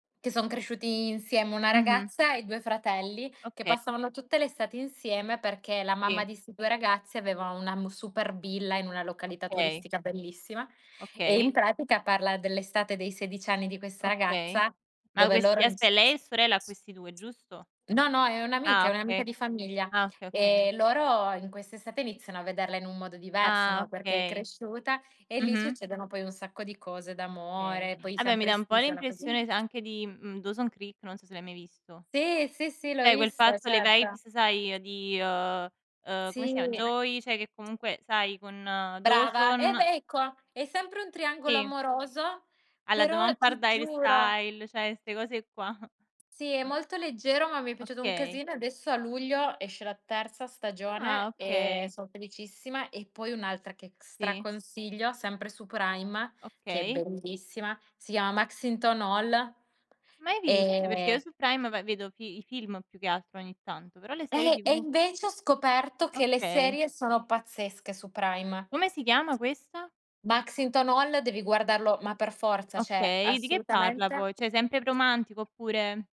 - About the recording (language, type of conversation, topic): Italian, unstructured, Qual è il film che ti ha fatto riflettere di più?
- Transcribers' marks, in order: "Okay" said as "oka"; other background noise; unintelligible speech; "Dawson's Creek" said as "Dawson Creek"; in English: "vibes"; "Sì" said as "tsi"; unintelligible speech; "cioè" said as "ceh"; in English: "style"; "cioè" said as "ceh"; chuckle; tapping; drawn out: "e"; "Maxington Hall" said as "Baxington Hall"; "cioè" said as "ceh"; "Cioè" said as "ceh"; "romantico" said as "promantico"